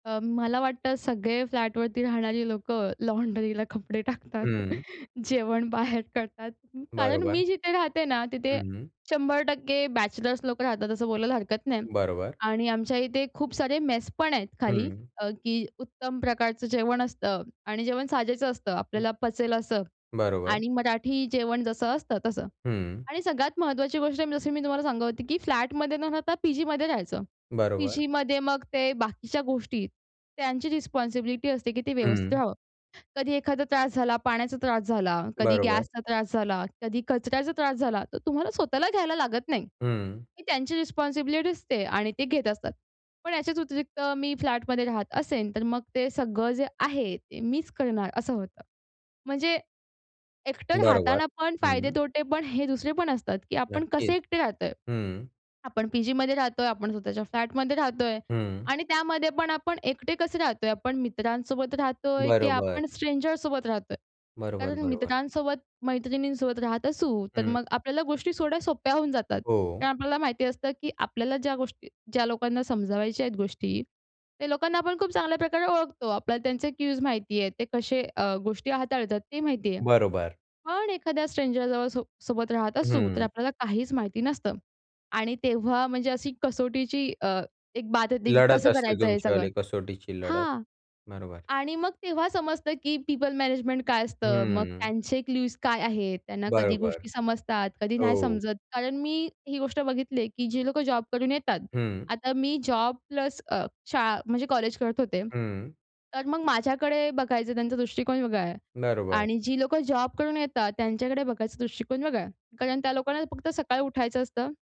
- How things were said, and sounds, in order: laughing while speaking: "लॉन्ड्रीला कपडे टाकतात. जेवण बाहेर करतात"; in English: "बॅचलर्स"; in English: "मेस"; tapping; other noise; in English: "रिस्पॉन्सिबिलिटी"; in English: "रिस्पॉन्सिबिलिटी"; other background noise; in English: "स्ट्रेंजरसोबत"; in English: "क्यूज"; in English: "स्ट्रेंजरजवळ"; in English: "पिपल मॅनेजमेंट"; in English: "क्यूज"
- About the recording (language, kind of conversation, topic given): Marathi, podcast, एकटे राहण्याचे फायदे आणि तोटे कोणते असतात?